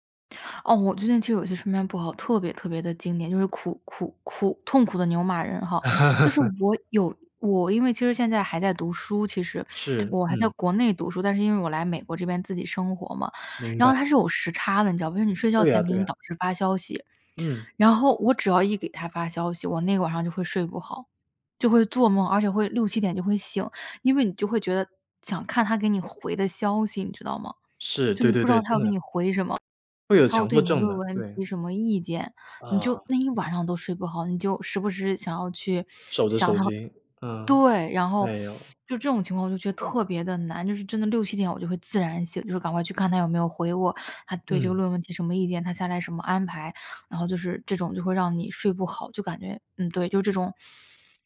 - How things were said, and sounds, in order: laugh
- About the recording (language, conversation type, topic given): Chinese, podcast, 睡眠不好时你通常怎么办？